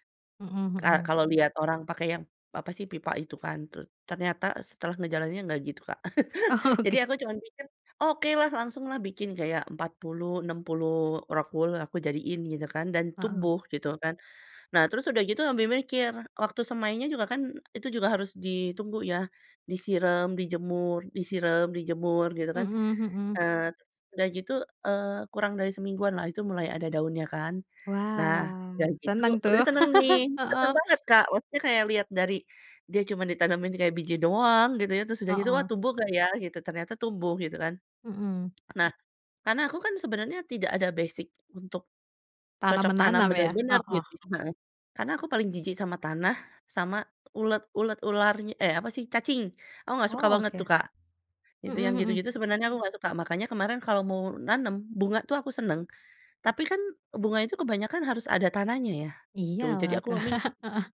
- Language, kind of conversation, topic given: Indonesian, podcast, Bagaimana pengalamanmu menanam sayur di rumah atau di balkon?
- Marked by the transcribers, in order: laughing while speaking: "Oke"; chuckle; in English: "rockwool"; tapping; laugh; swallow; in English: "basic"; tongue click; laughing while speaking: "Kak"; chuckle